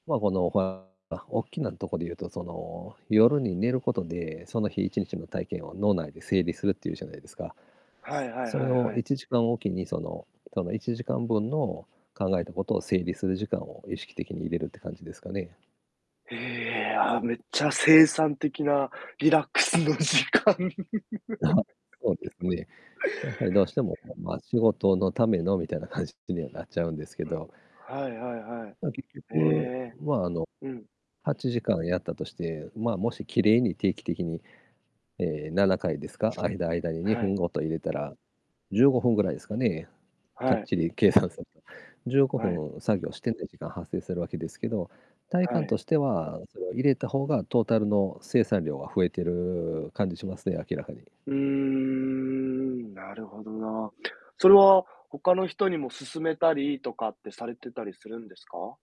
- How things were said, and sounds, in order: static; distorted speech; laughing while speaking: "リラックスの時間"; laughing while speaking: "あは"; laugh; laughing while speaking: "感じ"; other noise; tapping; laughing while speaking: "計算すると"
- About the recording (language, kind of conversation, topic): Japanese, unstructured, 自分だけのリラックス方法はありますか？